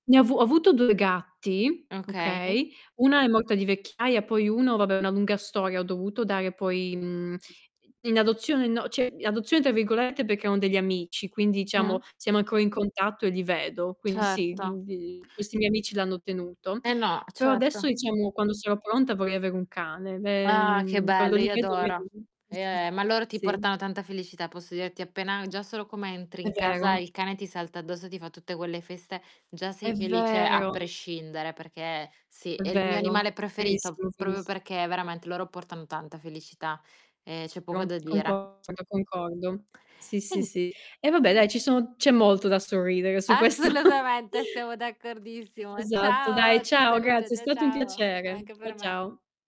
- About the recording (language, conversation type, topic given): Italian, unstructured, Qual è una cosa che ti fa sempre sorridere?
- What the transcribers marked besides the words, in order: distorted speech; unintelligible speech; "cioè" said as "ceh"; unintelligible speech; "diciamo" said as "ciamo"; other background noise; tapping; unintelligible speech; drawn out: "vero"; "proprio" said as "propio"; unintelligible speech; laughing while speaking: "Assolutamente"; laughing while speaking: "questo"